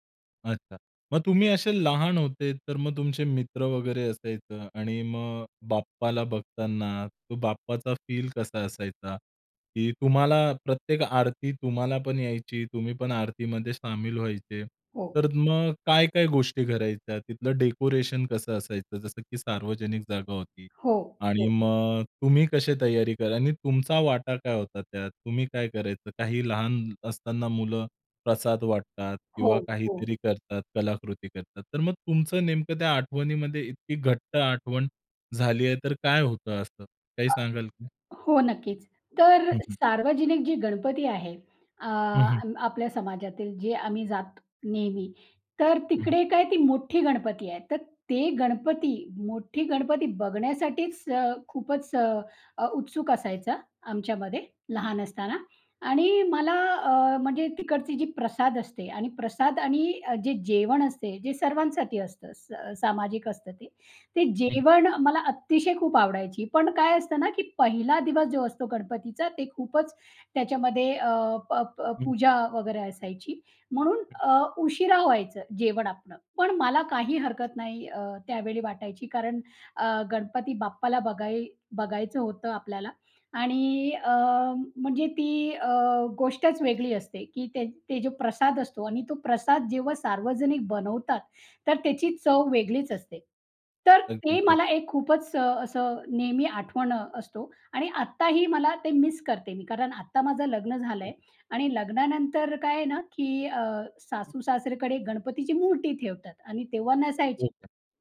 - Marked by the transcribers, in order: tapping; other noise
- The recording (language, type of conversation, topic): Marathi, podcast, बालपणीचा एखादा सण साजरा करताना तुम्हाला सर्वात जास्त कोणती आठवण आठवते?